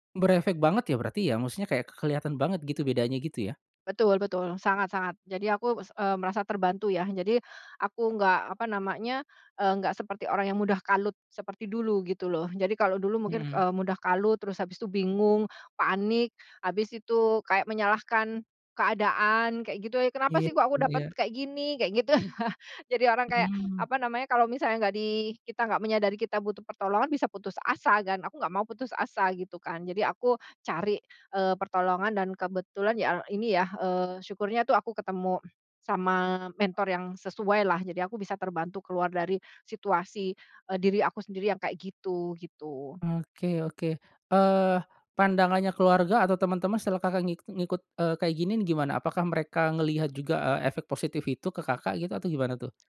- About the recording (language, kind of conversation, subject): Indonesian, podcast, Siapa yang membantumu meninggalkan cara pandang lama?
- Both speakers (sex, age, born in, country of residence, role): female, 45-49, Indonesia, Indonesia, guest; male, 35-39, Indonesia, Indonesia, host
- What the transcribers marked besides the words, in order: chuckle; tapping